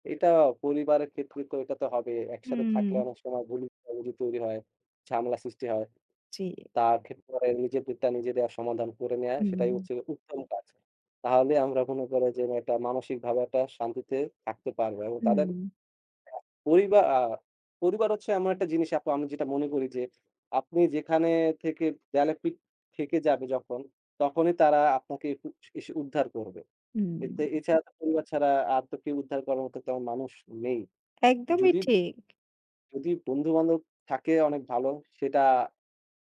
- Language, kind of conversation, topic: Bengali, unstructured, পরিবারে ভুল বোঝাবুঝি হলে তা কীভাবে মিটিয়ে নেওয়া যায়?
- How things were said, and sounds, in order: other background noise; tapping